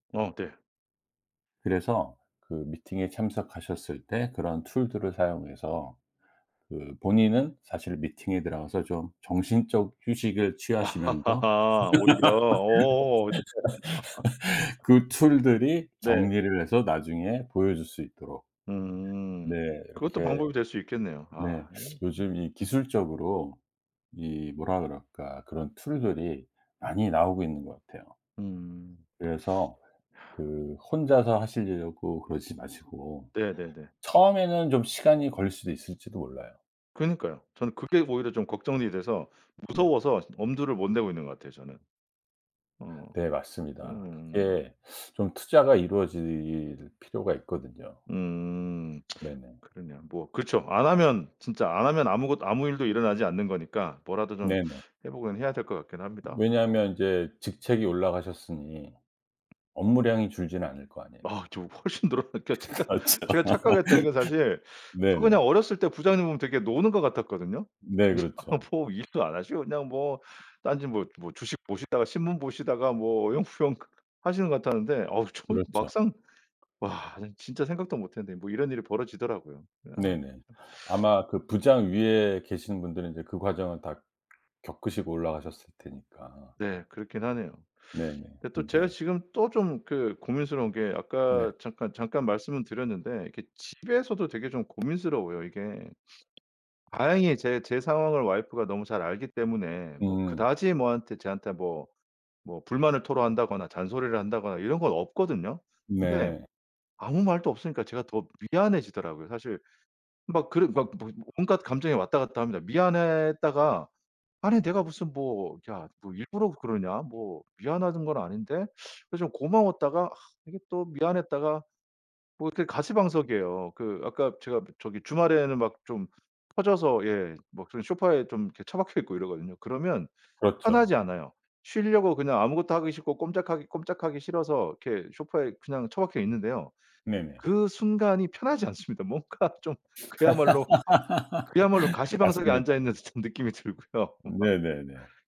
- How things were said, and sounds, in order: laugh; laugh; laughing while speaking: "네"; other background noise; laughing while speaking: "훨씬 늘어나니까 제가"; laughing while speaking: "그렇죠"; laugh; laugh; laughing while speaking: "뭐 일도"; laughing while speaking: "어영부영"; laughing while speaking: "어우 저는"; teeth sucking; "저한테" said as "제한테"; laughing while speaking: "않습니다. 뭔가 좀"; laugh; laughing while speaking: "듯한 느낌이 들고요 막"
- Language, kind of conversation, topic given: Korean, advice, 일과 삶의 경계를 다시 세우는 연습이 필요하다고 느끼는 이유는 무엇인가요?